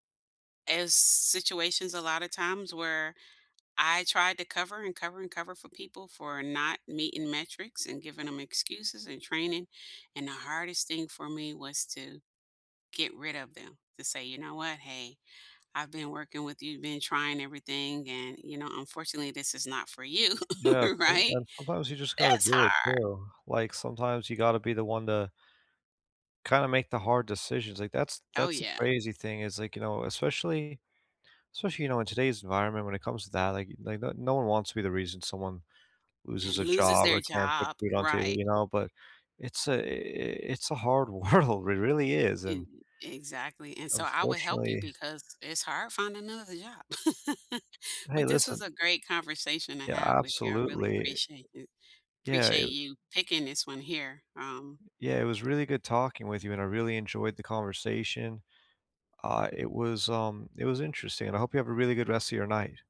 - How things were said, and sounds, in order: tapping; laughing while speaking: "you, right?"; laughing while speaking: "world"; chuckle; other background noise
- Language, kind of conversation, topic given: English, unstructured, Why can doing the right thing be difficult?
- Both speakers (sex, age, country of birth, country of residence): female, 50-54, United States, United States; male, 25-29, United States, United States